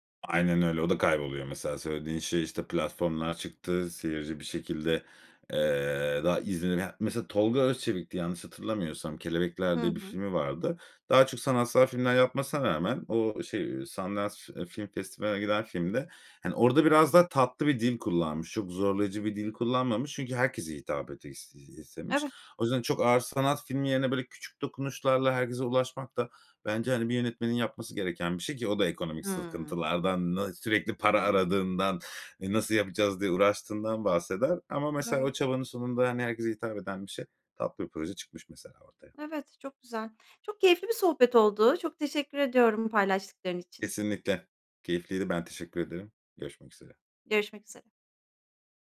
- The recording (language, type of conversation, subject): Turkish, podcast, Bir filmin bir şarkıyla özdeşleştiği bir an yaşadın mı?
- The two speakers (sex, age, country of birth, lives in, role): female, 45-49, Turkey, Netherlands, host; male, 35-39, Turkey, Spain, guest
- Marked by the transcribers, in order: none